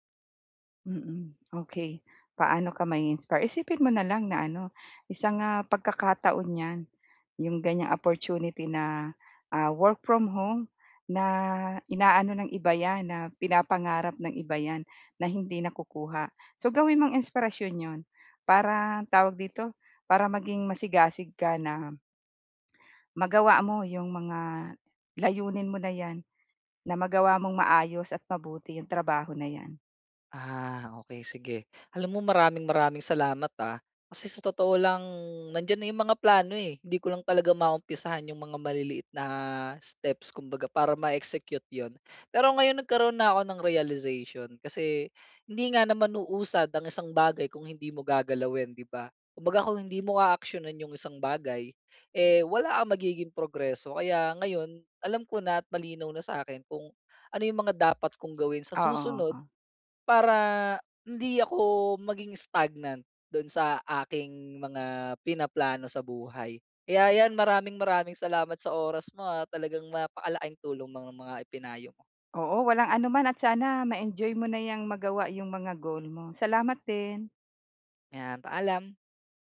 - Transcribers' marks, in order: in English: "opportunity"; in English: "ma-execute"; in English: "realization"; tapping; in English: "goal"
- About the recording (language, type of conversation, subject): Filipino, advice, Paano ako makakagawa ng pinakamaliit na susunod na hakbang patungo sa layunin ko?